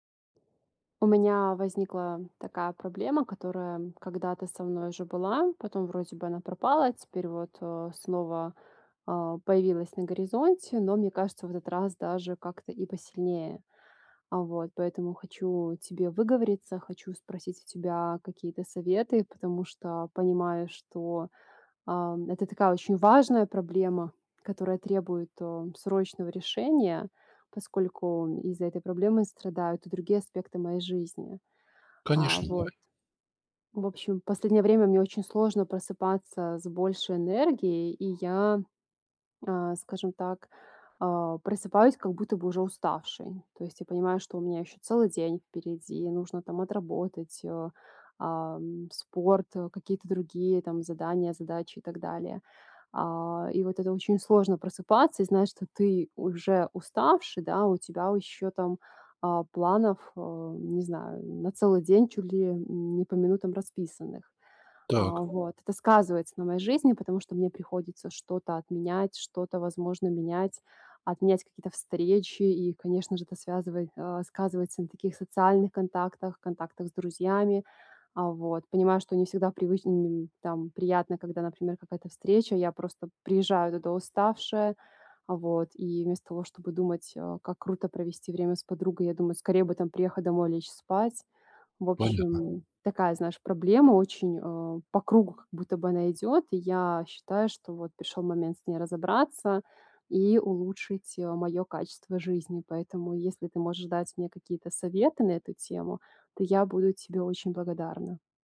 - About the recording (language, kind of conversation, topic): Russian, advice, Как просыпаться каждый день с большей энергией даже после тяжёлого дня?
- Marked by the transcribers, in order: other background noise; tapping